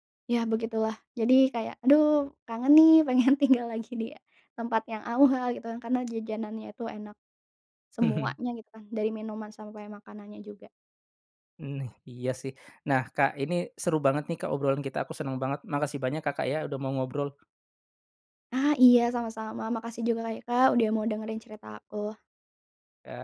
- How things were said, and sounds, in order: laughing while speaking: "pengen"; laughing while speaking: "awal"; tapping; laughing while speaking: "Mhm"; other background noise
- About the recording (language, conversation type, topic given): Indonesian, podcast, Apa makanan kaki lima favoritmu, dan kenapa kamu menyukainya?